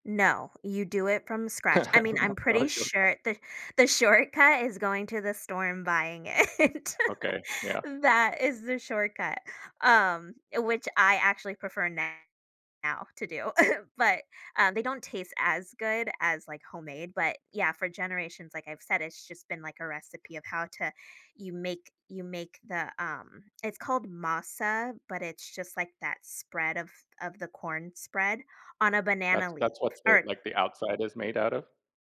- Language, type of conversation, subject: English, unstructured, How do family or cultural traditions shape your sense of belonging?
- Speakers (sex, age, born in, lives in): female, 40-44, United States, United States; male, 55-59, United States, United States
- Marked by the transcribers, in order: laugh; unintelligible speech; laughing while speaking: "shortcut"; laughing while speaking: "it"; laugh; chuckle